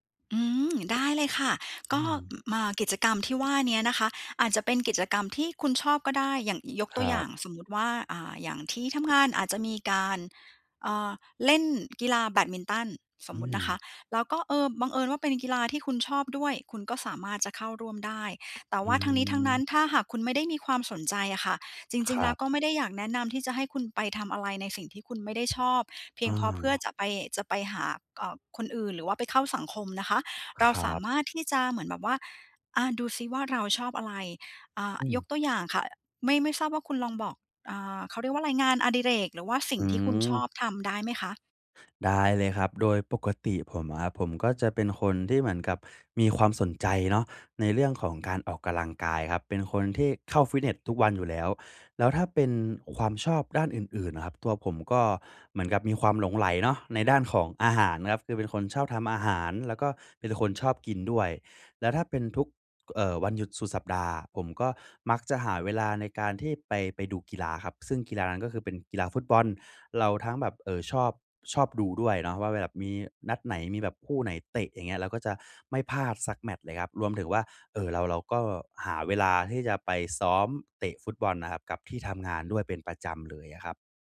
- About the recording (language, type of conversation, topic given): Thai, advice, ฉันจะหาเพื่อนที่มีความสนใจคล้ายกันได้อย่างไรบ้าง?
- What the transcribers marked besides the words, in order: tsk; "กำลังกาย" said as "กะลังกาย"